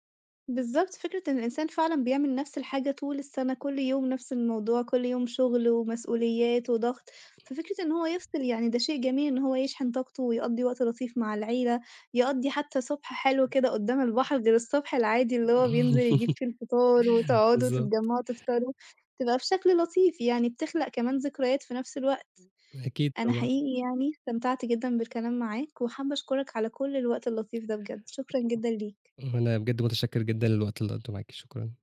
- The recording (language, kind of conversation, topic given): Arabic, podcast, روتين الصبح عندكم في البيت ماشي إزاي؟
- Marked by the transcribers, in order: other noise; laugh; tapping